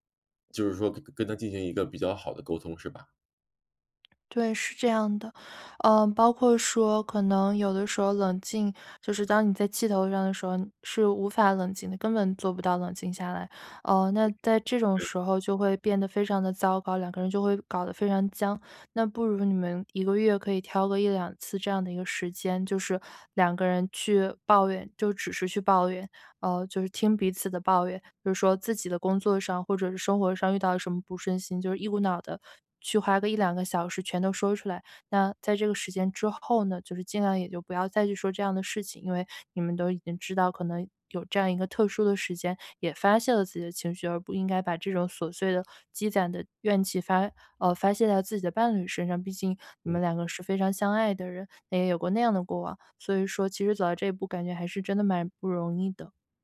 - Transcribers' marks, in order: none
- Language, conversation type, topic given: Chinese, advice, 在争吵中如何保持冷静并有效沟通？